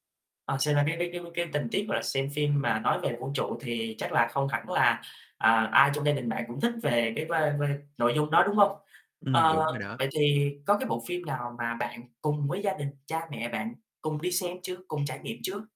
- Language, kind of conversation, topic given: Vietnamese, podcast, Bạn có thể kể về một trải nghiệm xem phim hoặc đi hòa nhạc đáng nhớ của bạn không?
- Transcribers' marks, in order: in English: "vibe vibe"; tapping